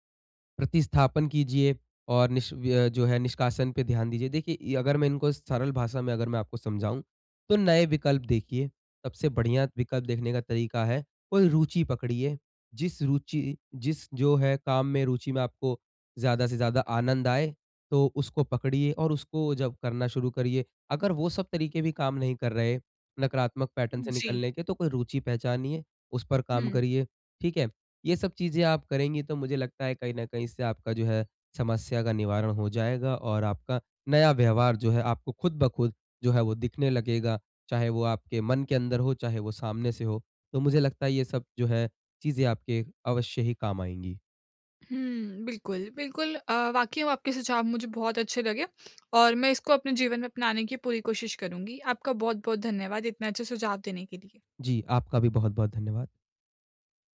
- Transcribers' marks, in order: in English: "पैटर्न"
- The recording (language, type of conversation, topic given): Hindi, advice, मैं नकारात्मक पैटर्न तोड़ते हुए नए व्यवहार कैसे अपनाऊँ?